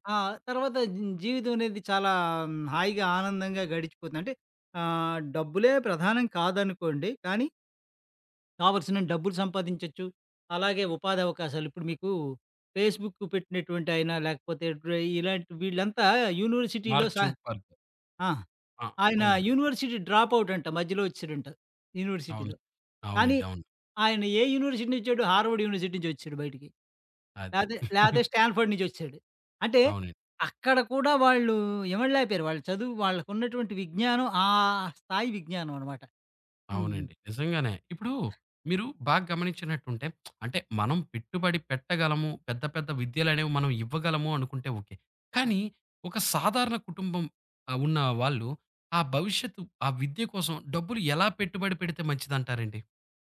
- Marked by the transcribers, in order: in English: "ఫేస్‌బుక్"; in English: "యూనివర్సిటీలో"; other background noise; in English: "యూనివర్సిటీ"; in English: "యూనివర్సిటీలో"; giggle; lip smack
- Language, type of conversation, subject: Telugu, podcast, పిల్లలకు తక్షణంగా ఆనందాలు కలిగించే ఖర్చులకే ప్రాధాన్యం ఇస్తారా, లేక వారి భవిష్యత్తు విద్య కోసం దాచిపెట్టడానికే ప్రాధాన్యం ఇస్తారా?